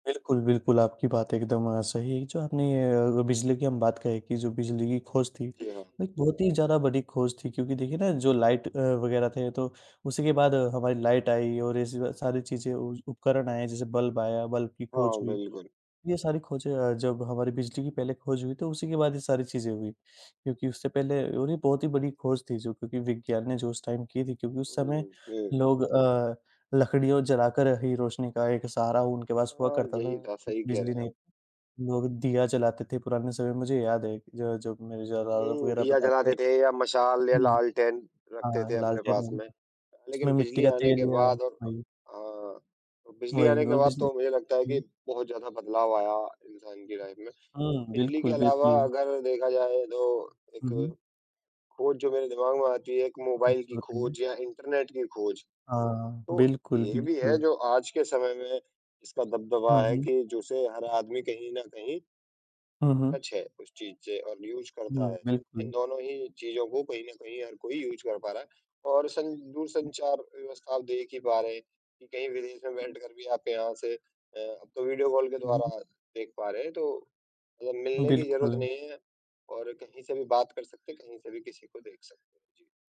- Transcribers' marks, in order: in English: "टाइम"; in English: "लाइफ"; in English: "टच"; in English: "यूज़"; in English: "यूज़"; other background noise
- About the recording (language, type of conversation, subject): Hindi, unstructured, पुराने समय की कौन-सी ऐसी खोज थी जिसने लोगों का जीवन बदल दिया?